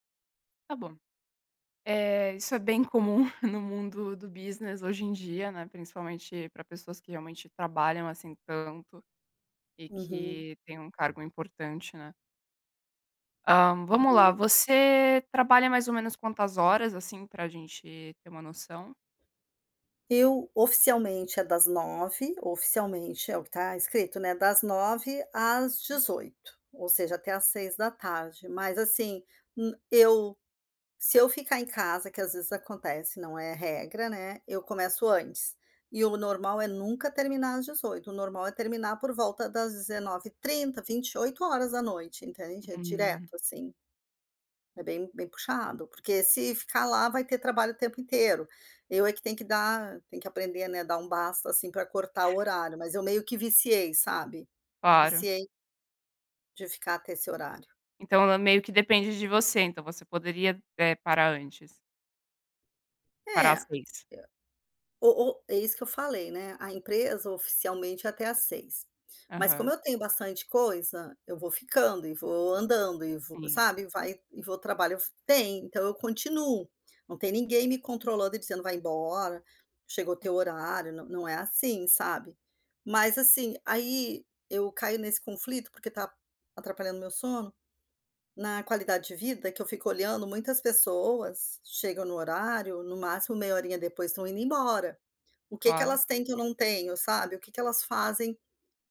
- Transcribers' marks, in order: chuckle; in English: "business"; tapping; other background noise
- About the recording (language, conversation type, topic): Portuguese, advice, Como posso evitar perder noites de sono por trabalhar até tarde?
- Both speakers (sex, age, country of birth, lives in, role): female, 20-24, Italy, Italy, advisor; female, 55-59, Brazil, United States, user